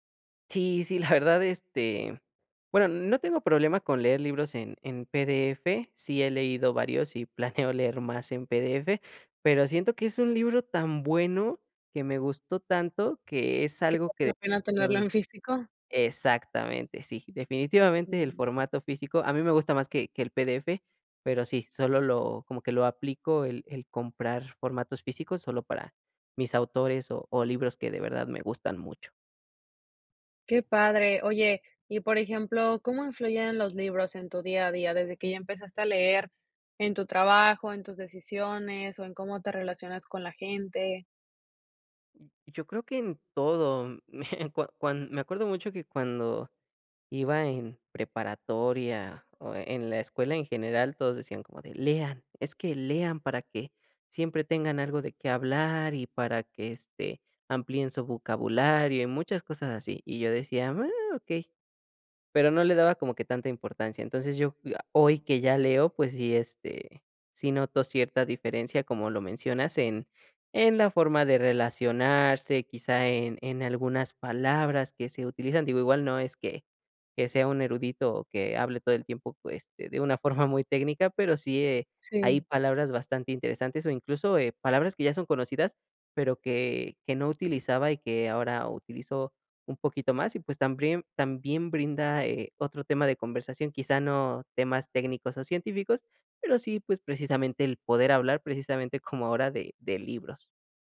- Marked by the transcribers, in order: laughing while speaking: "verdad"; unintelligible speech; laughing while speaking: "me cua cuan"; "también" said as "tambriem"
- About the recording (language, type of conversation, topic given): Spanish, podcast, ¿Por qué te gustan tanto los libros?